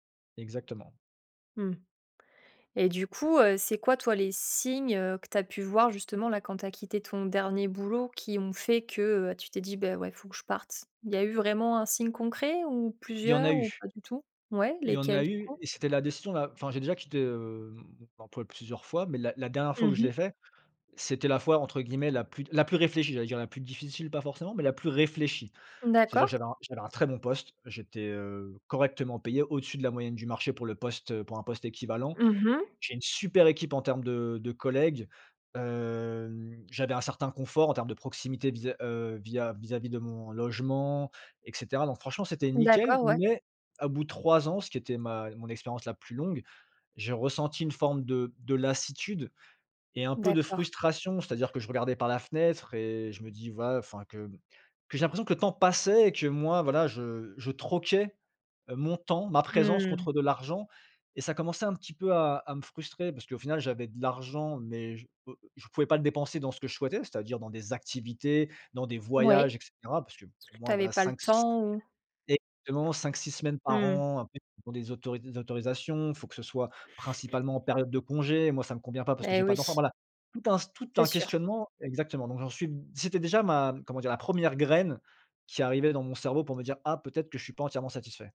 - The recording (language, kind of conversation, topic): French, podcast, Comment décides-tu de quitter ton emploi ?
- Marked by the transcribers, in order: stressed: "réfléchie"; drawn out: "hem"; stressed: "passait"; stressed: "activités"